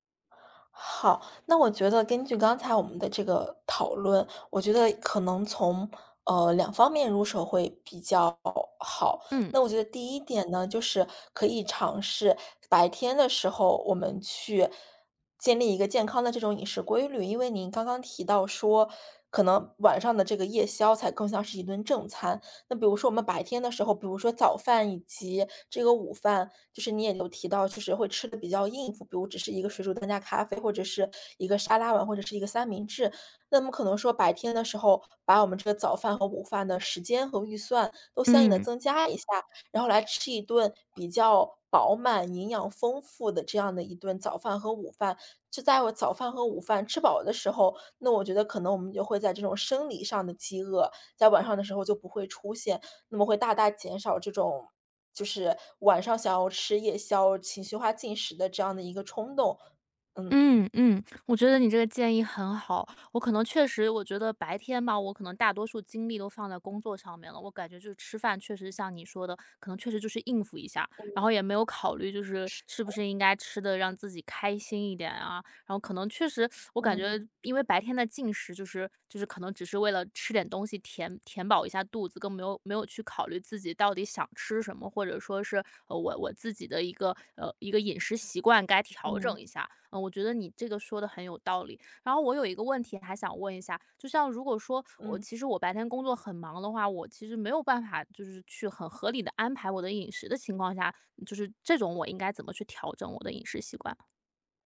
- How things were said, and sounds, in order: teeth sucking
- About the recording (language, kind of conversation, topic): Chinese, advice, 情绪化时想吃零食的冲动该怎么控制？